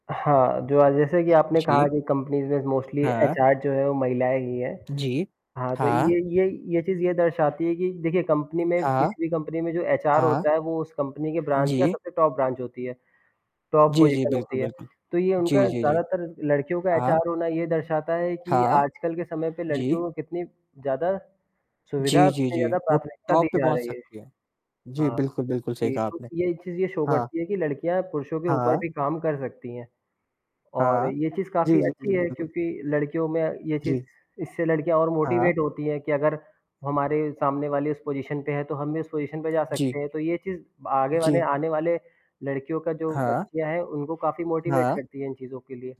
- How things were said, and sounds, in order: static; in English: "कंपनीज़"; in English: "मोस्टली"; in English: "ब्रांच"; in English: "टॉप ब्रांच"; in English: "टॉप पोजीशन"; in English: "टॉप"; in English: "शो"; distorted speech; in English: "मोटिवेट"; in English: "पोजीशन"; in English: "पोजीशन"; in English: "मोटिवेट"
- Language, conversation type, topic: Hindi, unstructured, क्या हमारे समुदाय में महिलाओं को समान सम्मान मिलता है?
- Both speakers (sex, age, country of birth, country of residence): male, 20-24, India, India; male, 20-24, India, India